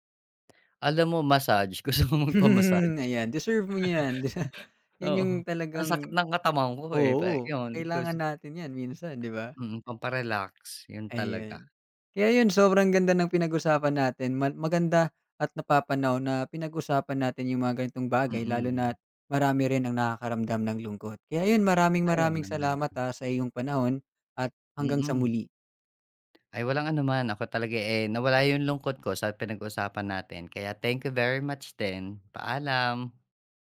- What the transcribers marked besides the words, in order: laughing while speaking: "Gusto kong magpa-massage? Oo. Ang sakit ng katawan ko, eh, pe"; laugh; tapping
- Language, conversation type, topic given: Filipino, podcast, Anong maliit na gawain ang nakapagpapagaan sa lungkot na nararamdaman mo?